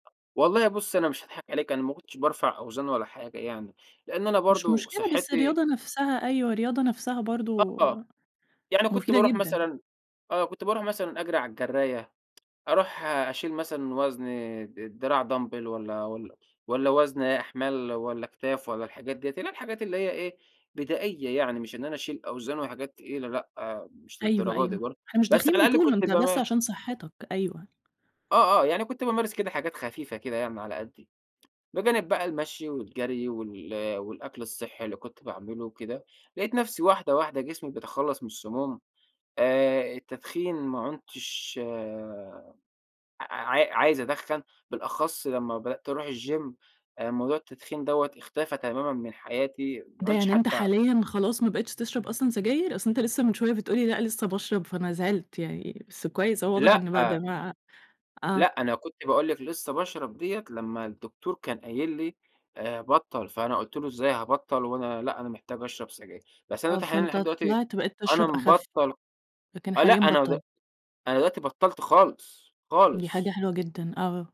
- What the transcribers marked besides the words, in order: other background noise; tsk; in English: "Dumbbell"; tapping; in English: "الgym"
- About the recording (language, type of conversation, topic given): Arabic, podcast, إزاي تقدر تكمّل في التغيير ومترجعش لعاداتك القديمة تاني؟